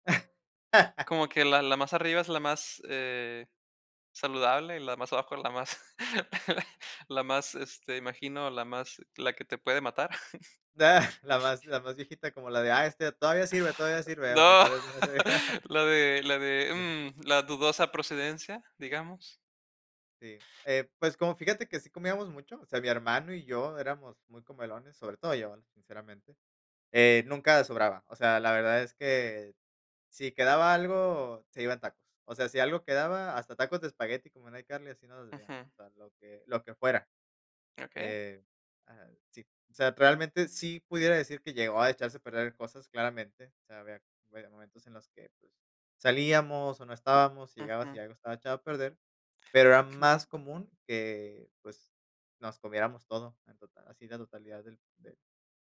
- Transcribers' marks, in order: laugh; chuckle; chuckle; other background noise; laughing while speaking: "No"; chuckle; other noise
- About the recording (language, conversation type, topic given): Spanish, podcast, ¿Cómo transformas las sobras en comidas ricas?